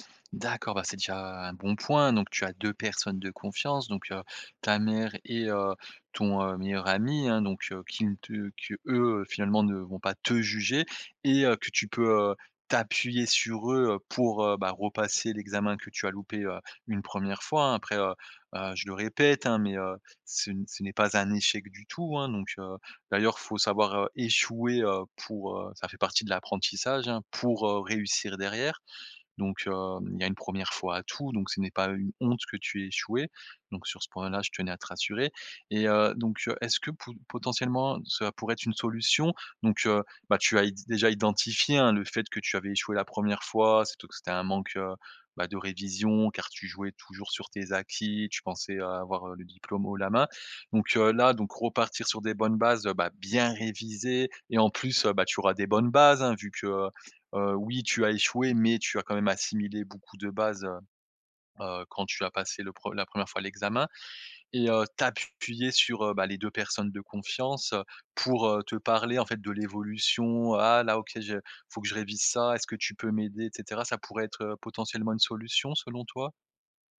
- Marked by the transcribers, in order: stressed: "te"; stressed: "échec"; stressed: "honte"; stressed: "bien"
- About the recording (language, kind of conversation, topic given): French, advice, Comment puis-je demander de l’aide malgré la honte d’avoir échoué ?